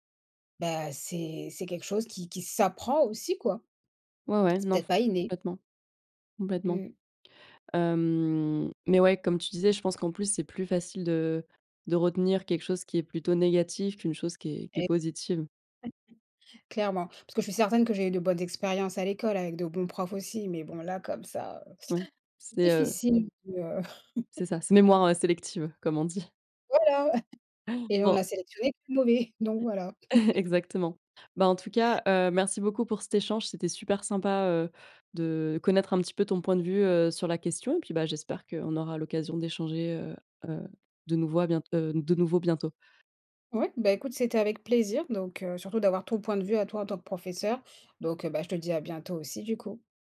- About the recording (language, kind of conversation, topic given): French, unstructured, Qu’est-ce qui fait un bon professeur, selon toi ?
- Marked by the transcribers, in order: drawn out: "Hem"; other background noise; chuckle; chuckle; other noise; chuckle